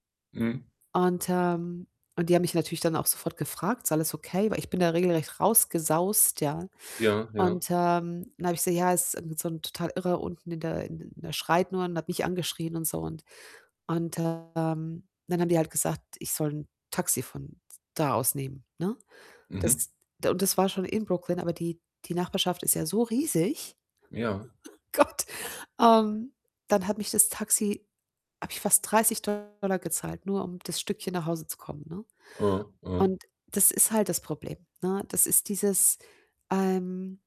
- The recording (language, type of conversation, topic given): German, advice, Wie finde ich meinen Platz, wenn sich mein Freundeskreis verändert?
- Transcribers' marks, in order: other background noise; distorted speech; other noise; laughing while speaking: "Gott"